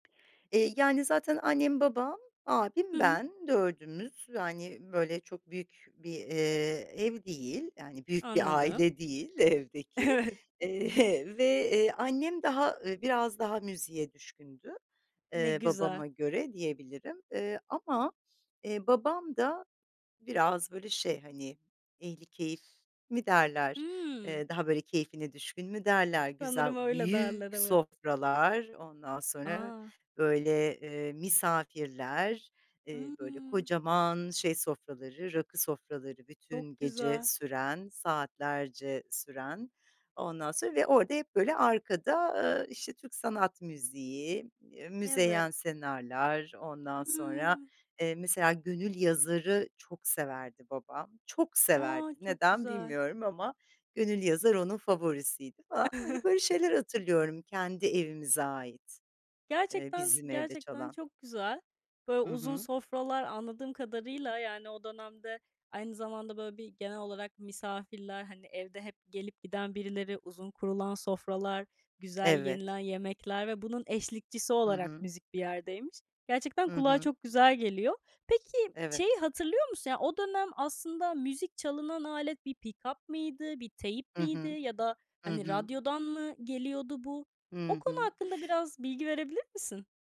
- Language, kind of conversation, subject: Turkish, podcast, Büyürken evde en çok hangi müzikler çalardı?
- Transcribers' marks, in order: tapping; laughing while speaking: "Evet"; chuckle; other background noise; chuckle; "teyp" said as "teyip"